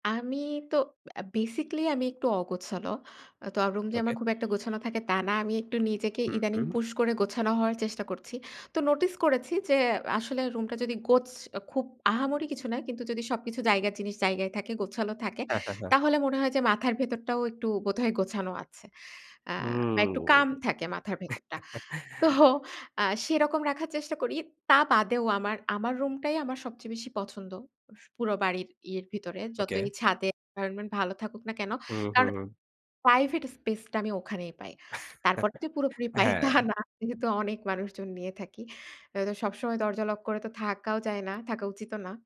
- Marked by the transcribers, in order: horn; chuckle; laughing while speaking: "তো"; in English: "এনভায়রনমেন্ট"; chuckle; laughing while speaking: "পাই তা না"; tapping
- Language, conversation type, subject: Bengali, podcast, নতুন আইডিয়া খুঁজে পেতে আপনি সাধারণত কী করেন?